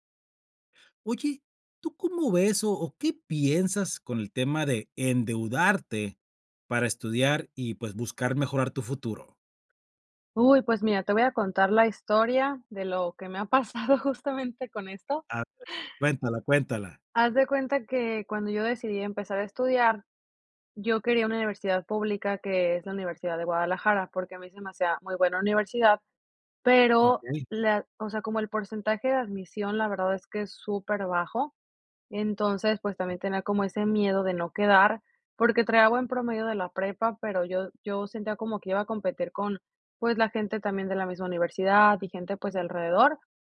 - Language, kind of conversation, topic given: Spanish, podcast, ¿Qué opinas de endeudarte para estudiar y mejorar tu futuro?
- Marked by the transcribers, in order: laughing while speaking: "pasado justamente con esto"